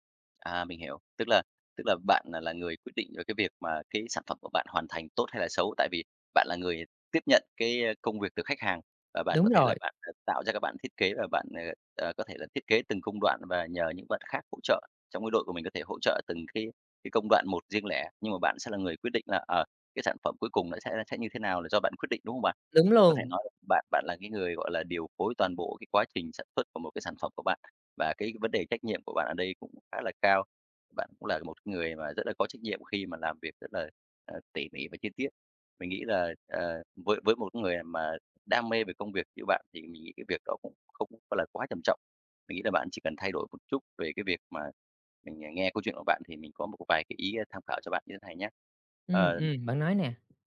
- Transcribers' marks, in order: tapping
- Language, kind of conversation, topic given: Vietnamese, advice, Làm thế nào để vượt qua tính cầu toàn khiến bạn không hoàn thành công việc?